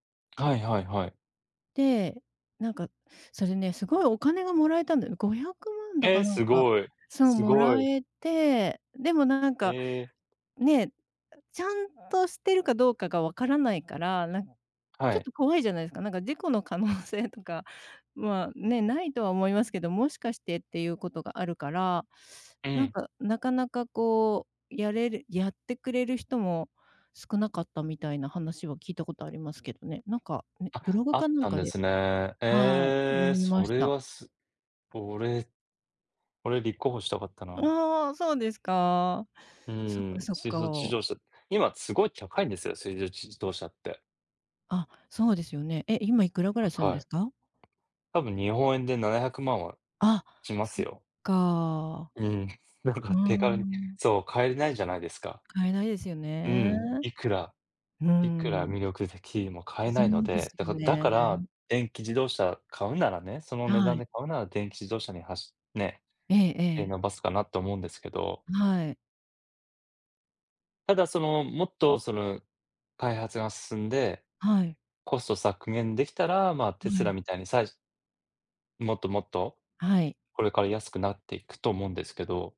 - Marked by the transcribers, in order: tapping; laughing while speaking: "可能性とか"; other background noise; "水素" said as "すいど"
- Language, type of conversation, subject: Japanese, unstructured, 未来の暮らしはどのようになっていると思いますか？